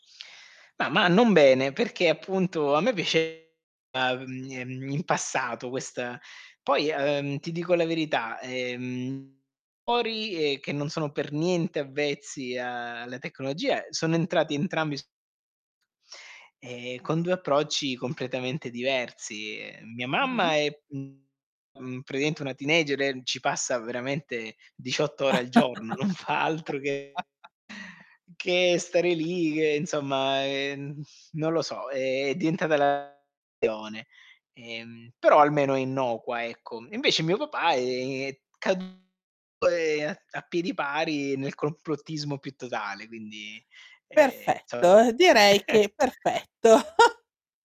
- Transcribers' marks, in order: distorted speech; unintelligible speech; "praticamente" said as "pratiaente"; chuckle; laughing while speaking: "non"; unintelligible speech; unintelligible speech; chuckle; other background noise; chuckle
- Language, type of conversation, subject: Italian, podcast, Ti capita di confrontarti con gli altri sui social?